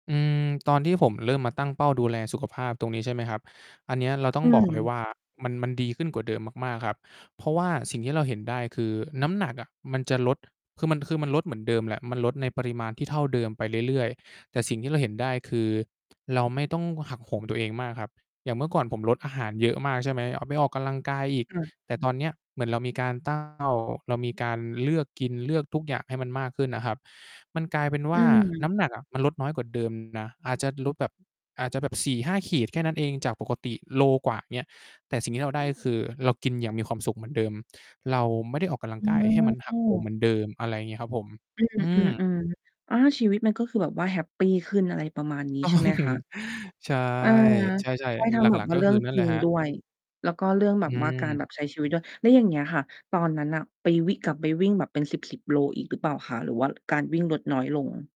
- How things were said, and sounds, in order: other background noise; distorted speech; static; laugh
- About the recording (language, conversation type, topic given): Thai, podcast, คุณตั้งเป้าหมายสุขภาพอย่างไรให้ทำได้จริง?